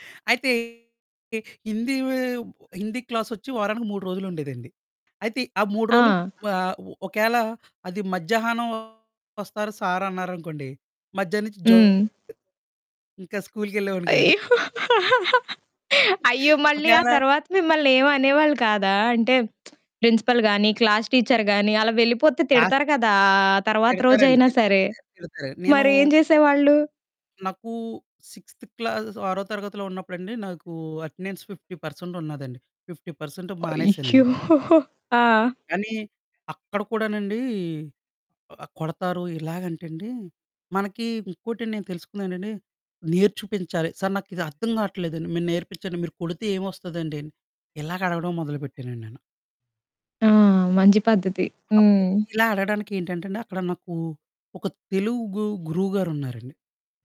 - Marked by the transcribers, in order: distorted speech; other background noise; static; in English: "జంప్"; giggle; laugh; giggle; lip smack; in English: "ప్రిన్సిపల్"; in English: "క్లాస్ టీచర్"; in English: "క్లాస్"; in English: "సిక్స్త్"; in English: "అటెండెన్స్ ఫిఫ్టీ పర్సెంట్"; in English: "ఫిఫ్టీ"; chuckle; drawn out: "కూడానండీ"
- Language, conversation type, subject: Telugu, podcast, మీ గురువు చెప్పిన ఏదైనా మాట ఇప్పటికీ మీ మనసులో నిలిచిపోయిందా?